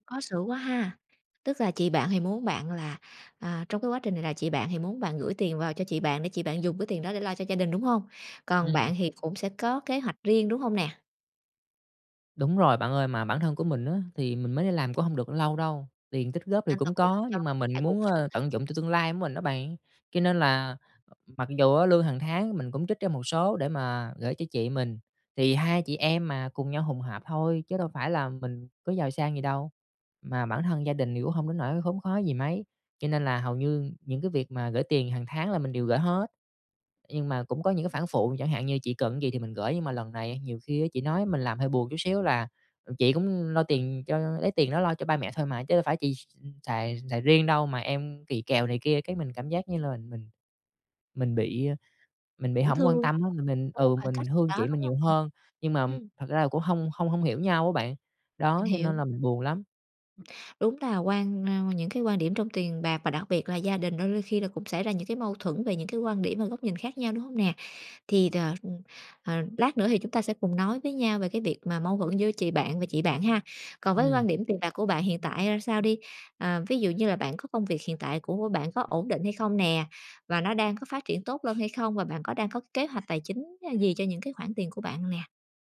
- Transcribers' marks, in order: tapping; other background noise; "là" said as "lềnh"; unintelligible speech
- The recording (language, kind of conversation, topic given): Vietnamese, advice, Làm sao để nói chuyện khi xảy ra xung đột về tiền bạc trong gia đình?